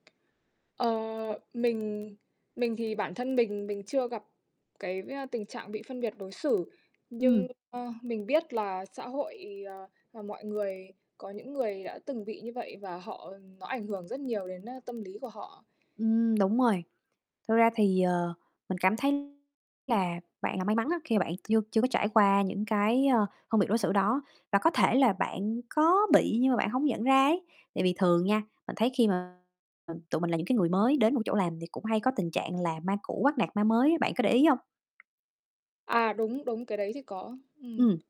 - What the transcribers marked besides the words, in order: tapping; distorted speech; static
- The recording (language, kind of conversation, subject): Vietnamese, unstructured, Bạn nghĩ sao về việc nhiều người bị phân biệt đối xử ở nơi làm việc?